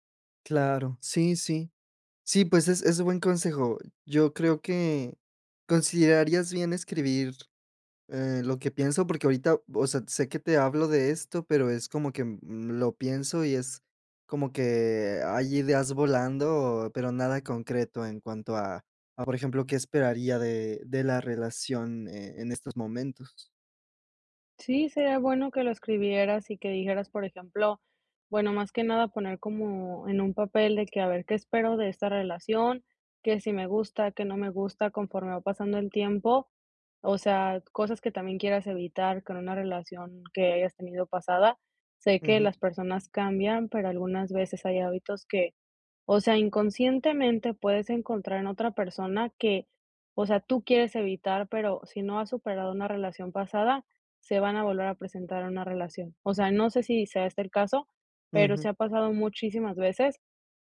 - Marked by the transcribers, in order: tapping; other background noise
- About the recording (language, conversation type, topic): Spanish, advice, ¿Cómo puedo ajustar mis expectativas y establecer plazos realistas?